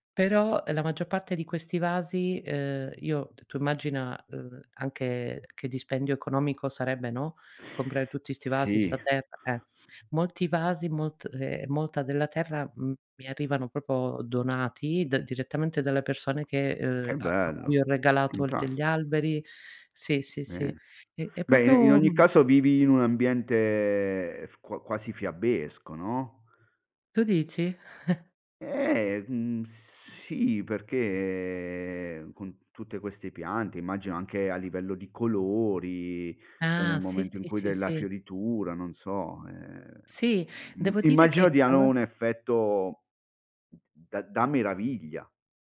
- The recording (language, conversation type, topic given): Italian, podcast, Com’è la tua domenica ideale, dedicata ai tuoi hobby?
- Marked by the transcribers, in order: "proprio" said as "propo"; tapping; other background noise; "proprio" said as "propio"; chuckle; drawn out: "sì, perché"